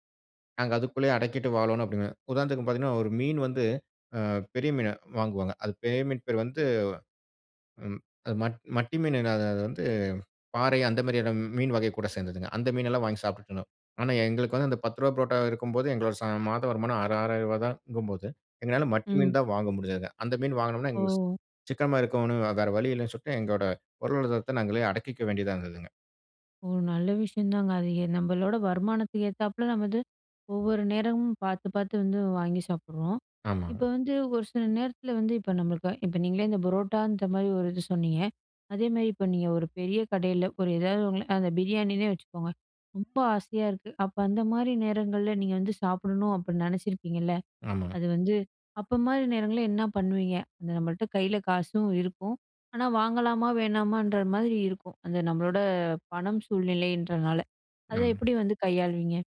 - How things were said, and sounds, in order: none
- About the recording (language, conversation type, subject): Tamil, podcast, மாற்றம் நடந்த காலத்தில் உங்கள் பணவரவு-செலவுகளை எப்படிச் சரிபார்த்து திட்டமிட்டீர்கள்?